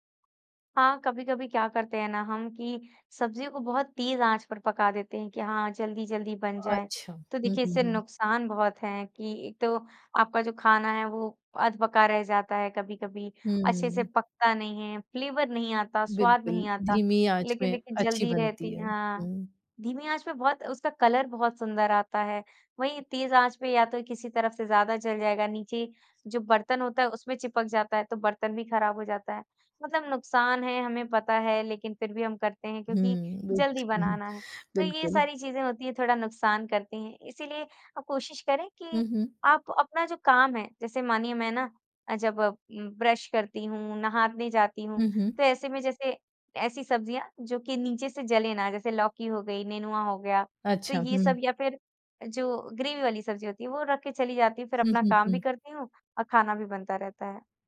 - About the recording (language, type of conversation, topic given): Hindi, podcast, अगर आपको खाना जल्दी बनाना हो, तो आपके पसंदीदा शॉर्टकट क्या हैं?
- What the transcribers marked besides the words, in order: in English: "फ्लेवर"; in English: "कलर"; other background noise; in English: "ग्रेवी"